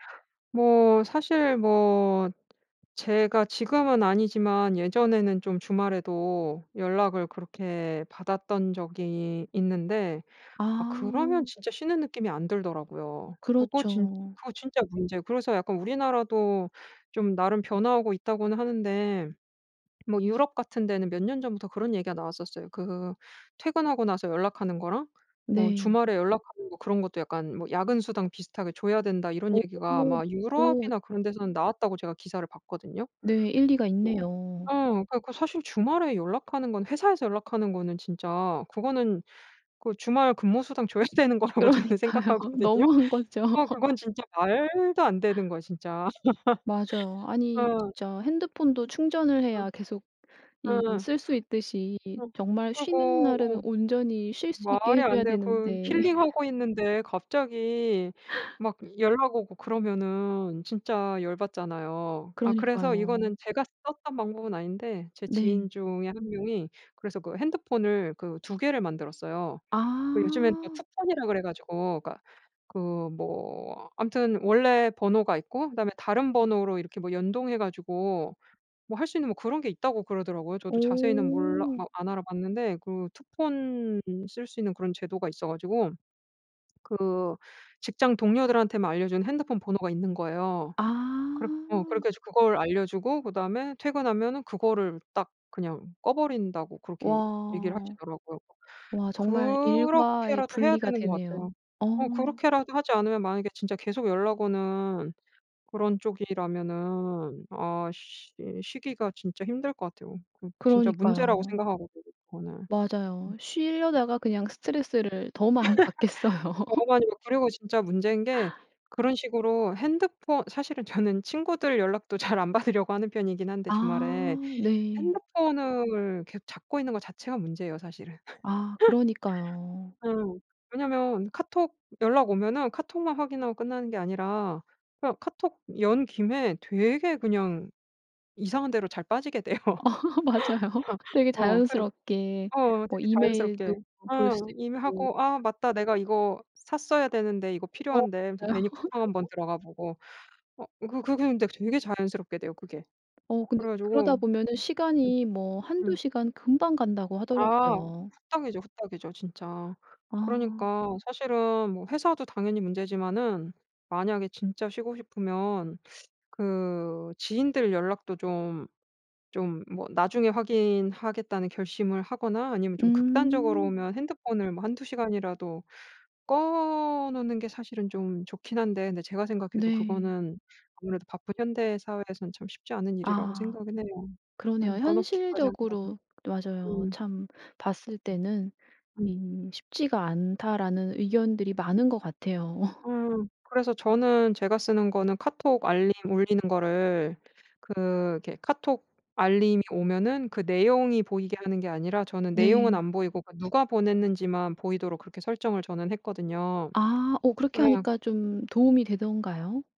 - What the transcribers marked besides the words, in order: tapping; other background noise; laughing while speaking: "줘야 되는 거라고 저는 생각하거든요"; laughing while speaking: "그러니까요. 너무한 거죠"; laugh; laugh; laugh; laugh; laugh; laughing while speaking: "받겠어요"; laugh; laughing while speaking: "저는"; laughing while speaking: "잘 안 받으려고"; laugh; laughing while speaking: "돼요"; laugh; laughing while speaking: "맞아요"; laugh; laugh
- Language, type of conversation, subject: Korean, podcast, 쉬는 날을 진짜로 쉬려면 어떻게 하세요?